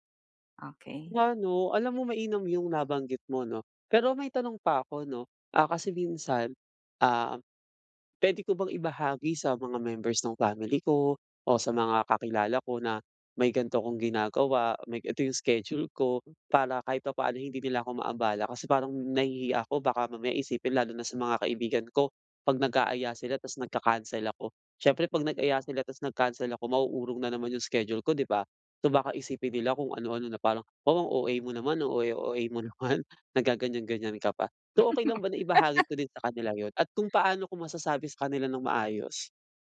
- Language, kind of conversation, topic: Filipino, advice, Paano ko masusubaybayan nang mas madali ang aking mga araw-araw na gawi?
- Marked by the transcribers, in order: other background noise